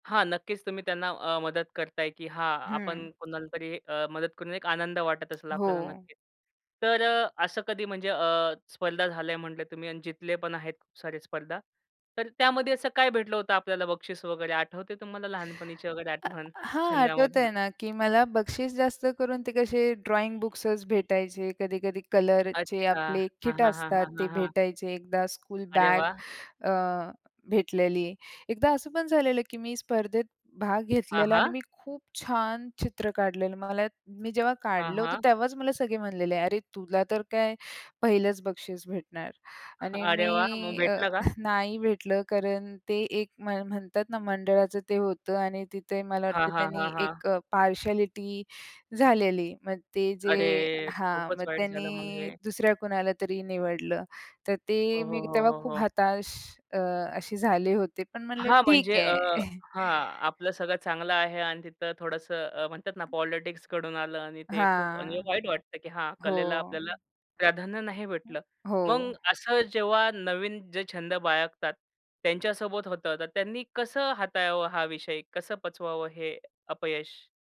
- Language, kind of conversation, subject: Marathi, podcast, तुम्हाला कोणता छंद सर्वात जास्त आवडतो आणि तो का आवडतो?
- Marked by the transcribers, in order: tapping; other background noise; other noise; in English: "ड्रॉइंग"; chuckle; chuckle; chuckle; in English: "पॉलिटिक्सकडून"; drawn out: "हां"